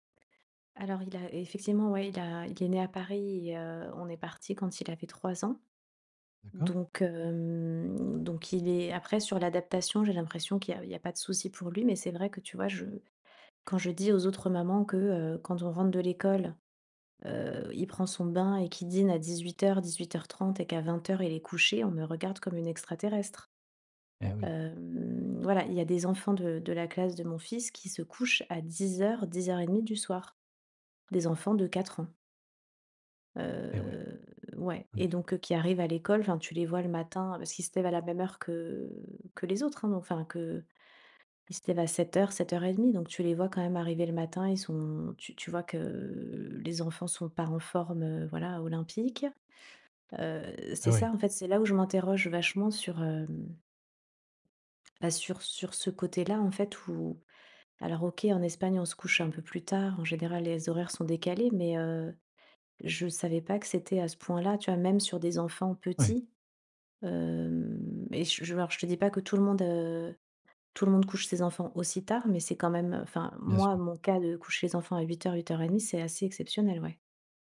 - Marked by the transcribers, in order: drawn out: "Heu"
- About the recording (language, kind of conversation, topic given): French, advice, Comment gères-tu le choc culturel face à des habitudes et à des règles sociales différentes ?